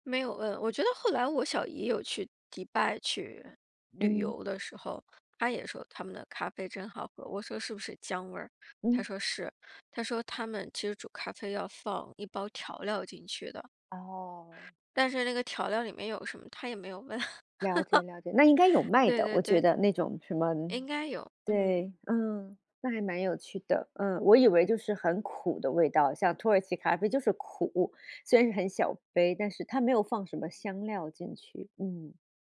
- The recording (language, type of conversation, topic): Chinese, podcast, 你最难忘的一次文化冲击是什么？
- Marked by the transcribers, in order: other background noise; laugh